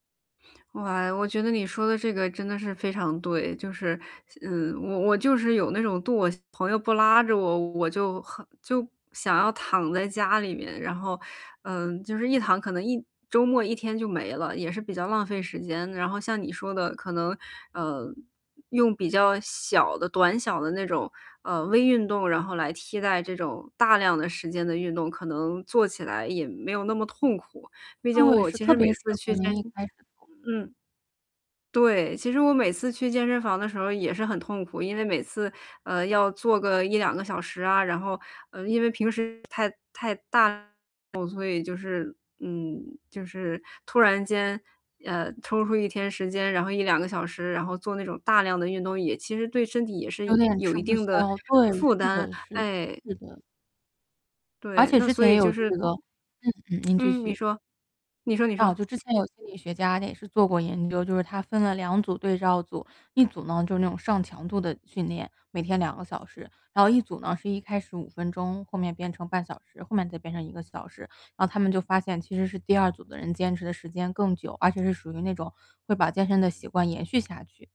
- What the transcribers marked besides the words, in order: distorted speech; other noise
- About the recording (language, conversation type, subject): Chinese, advice, 在日程很忙的情况下，我该怎样才能保持足够的活动量？